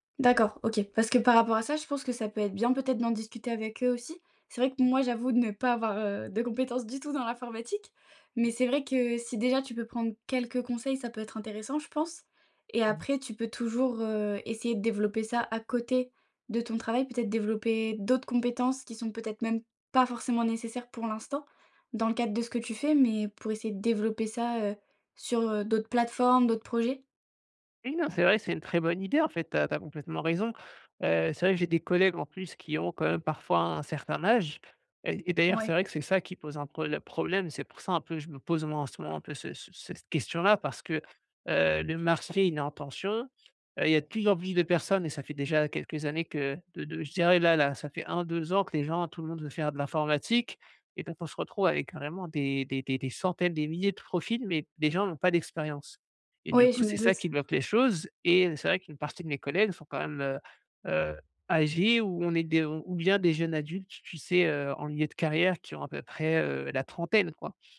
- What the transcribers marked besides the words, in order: stressed: "quelques"
- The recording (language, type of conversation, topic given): French, advice, Comment puis-je développer de nouvelles compétences pour progresser dans ma carrière ?